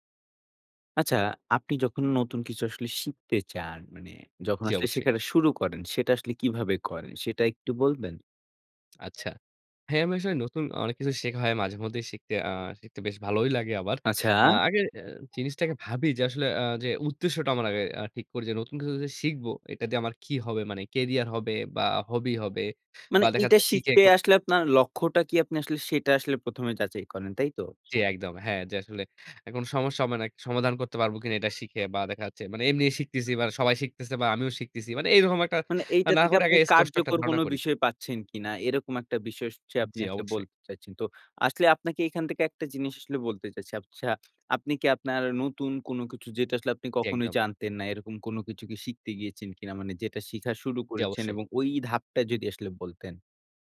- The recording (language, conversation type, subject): Bengali, podcast, নতুন কিছু শেখা শুরু করার ধাপগুলো কীভাবে ঠিক করেন?
- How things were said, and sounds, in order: background speech